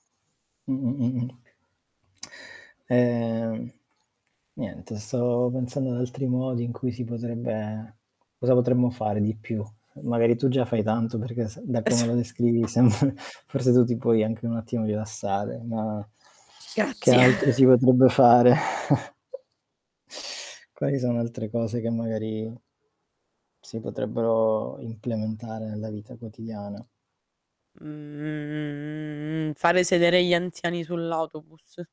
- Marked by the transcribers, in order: static; tapping; laughing while speaking: "E s"; laughing while speaking: "sembr"; laughing while speaking: "Grazie"; other background noise; chuckle; drawn out: "Mhmm"
- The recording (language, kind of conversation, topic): Italian, unstructured, Come pensi che la gentilezza possa cambiare una comunità?